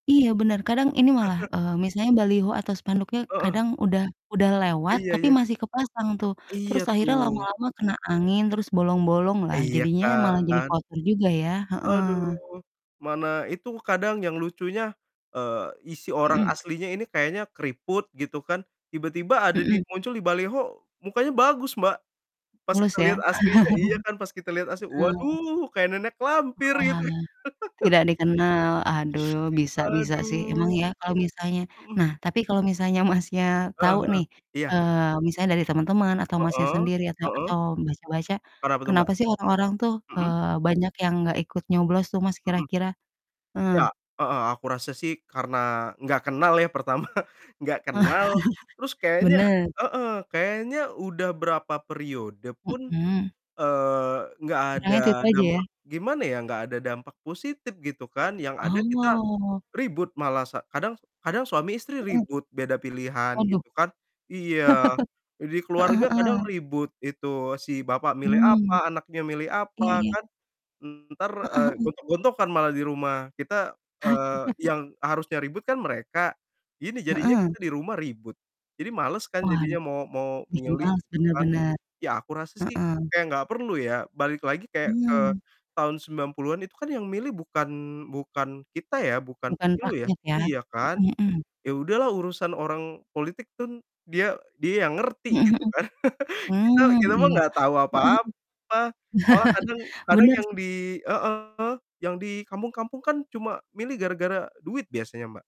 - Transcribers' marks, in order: chuckle; distorted speech; other background noise; chuckle; laugh; static; laughing while speaking: "Masnya"; laughing while speaking: "pertama"; laugh; drawn out: "Oh"; laugh; laugh; "kan" said as "ten"; laugh; chuckle
- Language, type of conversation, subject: Indonesian, unstructured, Seberapa penting pemilihan umum bagi masyarakat menurutmu?